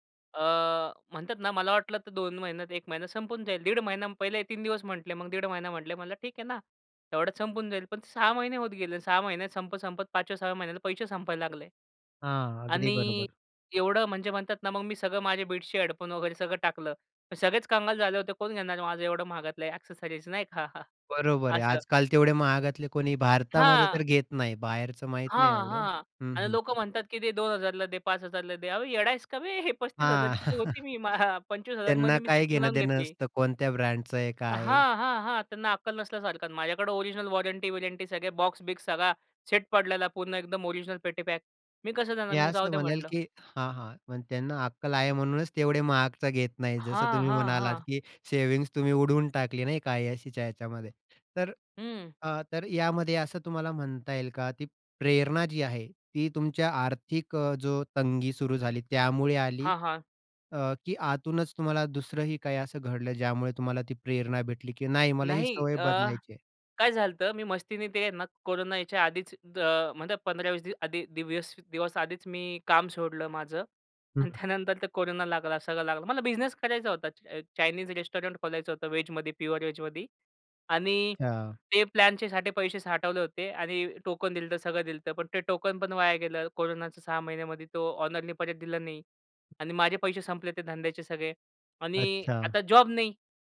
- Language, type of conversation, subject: Marathi, podcast, कुठल्या सवयी बदलल्यामुळे तुमचं आयुष्य सुधारलं, सांगाल का?
- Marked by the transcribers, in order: in English: "ॲक्सेसरीज"; chuckle; laughing while speaking: "हे पस्तीस हजार ची होती … सेटिंग लावून घेतली"; chuckle; tapping; other background noise